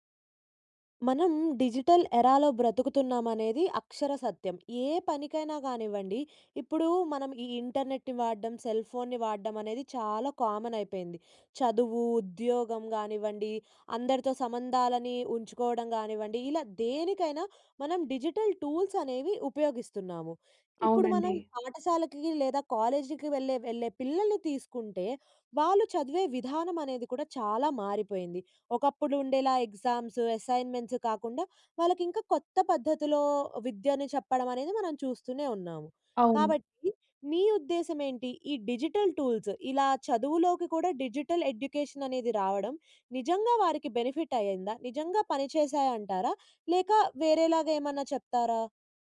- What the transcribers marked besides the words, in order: in English: "డిజిటల్ ఎరాలో"; in English: "ఇంటర్నెట్‌ని"; in English: "సెల్‌ఫోన్‌ని"; in English: "కామన్"; in English: "డిజిటల్ టూల్స్"; in English: "ఎగ్జామ్స్, అసైన్‌మెంట్స్"; in English: "డిజిటల్ టూల్స్"; in English: "డిజిటల్ ఎడ్యుకేషన్"; in English: "బెనిఫిట్"
- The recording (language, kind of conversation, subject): Telugu, podcast, డిజిటల్ సాధనాలు విద్యలో నిజంగా సహాయపడాయా అని మీరు భావిస్తున్నారా?